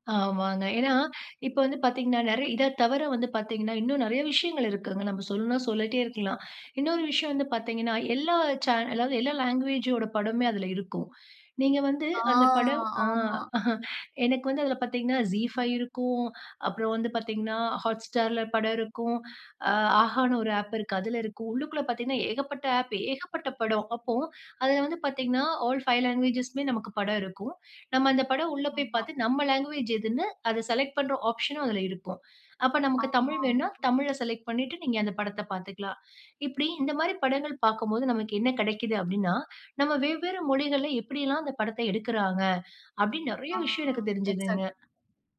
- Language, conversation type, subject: Tamil, podcast, ஸ்ட்ரீமிங் தளங்கள் சினிமா அனுபவத்தை எவ்வாறு மாற்றியுள்ளன?
- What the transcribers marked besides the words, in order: inhale; in English: "லாங்குவேஜ்"; chuckle; in English: "ஆப்"; in English: "ஆப்"; in English: "செலக்ட்"; in English: "ஆப்ஷனும்"; inhale; in English: "செலக்ட்"; in English: "எக்ஸாக்ட்"; other noise